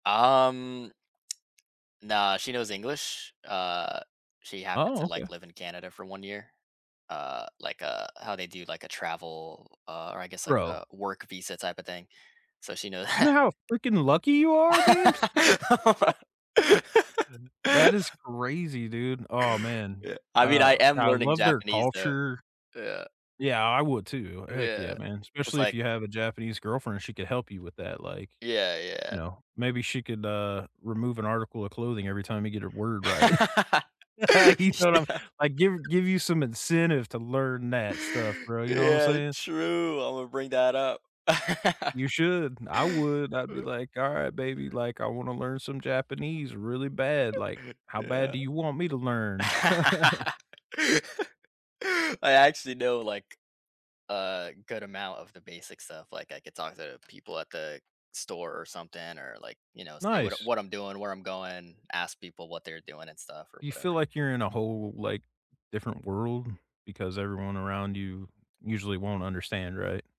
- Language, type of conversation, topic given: English, unstructured, What little joys instantly brighten your day?
- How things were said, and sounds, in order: tapping; laugh; laughing while speaking: "Oh my"; laugh; laugh; laughing while speaking: "You know what I'm"; laughing while speaking: "Yeah"; other background noise; laugh; other noise; laugh; laugh